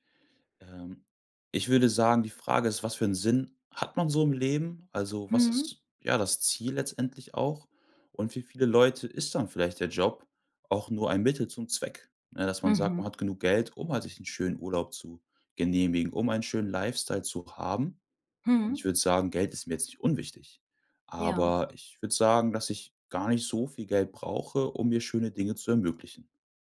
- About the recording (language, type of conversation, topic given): German, podcast, Wie findest du eine gute Balance zwischen Arbeit und Freizeit?
- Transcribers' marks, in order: none